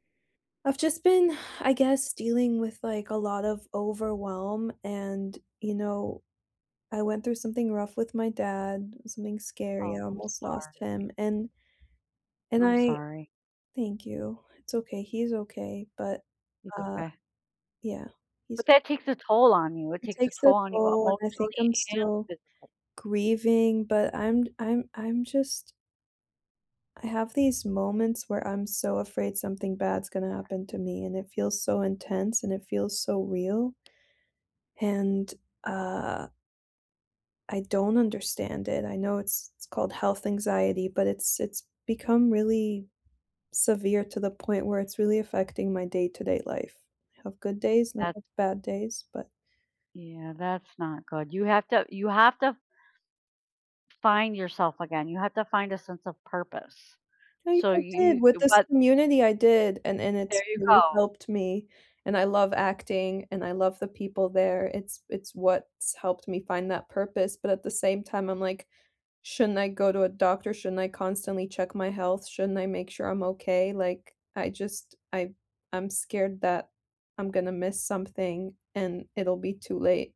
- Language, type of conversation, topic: English, unstructured, How can you work toward big goals without burning out, while also building strong, supportive relationships?
- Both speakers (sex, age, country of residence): female, 25-29, United States; female, 50-54, United States
- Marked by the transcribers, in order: sigh; other background noise